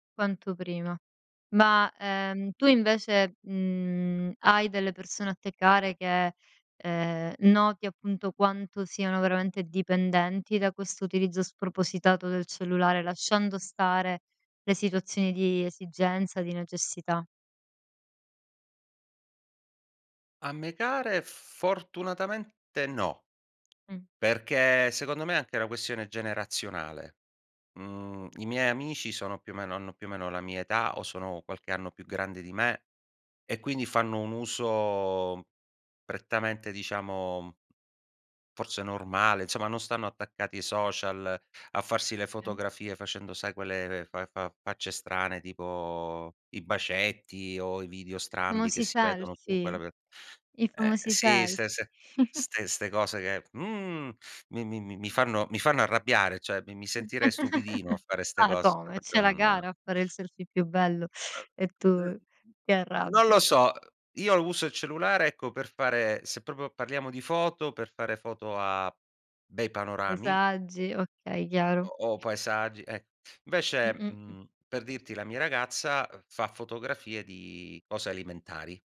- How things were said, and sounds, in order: tapping; drawn out: "uso"; other background noise; drawn out: "tipo"; unintelligible speech; chuckle; angry: "mhmm"; "cioè" said as "ceh"; chuckle; "cioè" said as "ceh"; "proprio" said as "propio"; "proprio" said as "propio"; unintelligible speech
- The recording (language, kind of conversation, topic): Italian, podcast, Cosa ne pensi dei weekend o delle vacanze senza schermi?